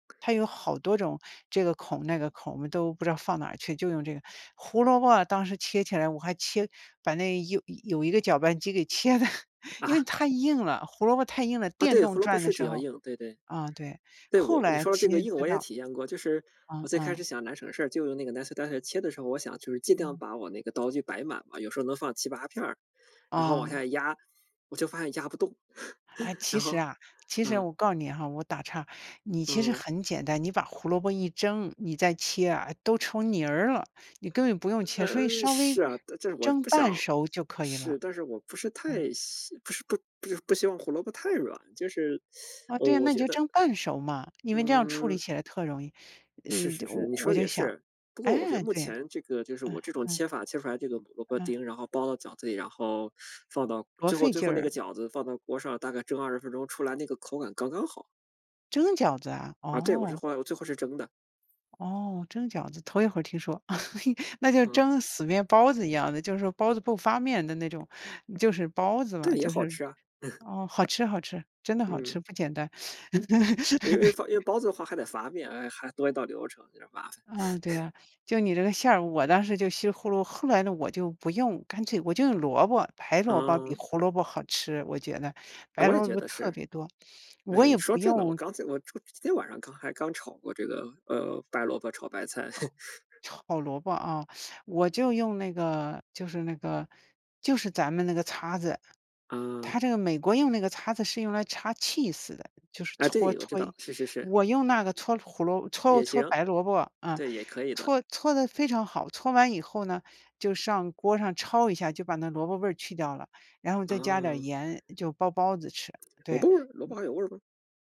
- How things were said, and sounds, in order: laughing while speaking: "切得"; surprised: "啊？"; in English: "nicer dicer"; chuckle; teeth sucking; laugh; chuckle; teeth sucking; laugh; chuckle; other background noise; chuckle; teeth sucking; "擦" said as "叉"; in English: "cheese"; "搓" said as "催"
- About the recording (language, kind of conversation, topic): Chinese, unstructured, 你最喜欢的家常菜是什么？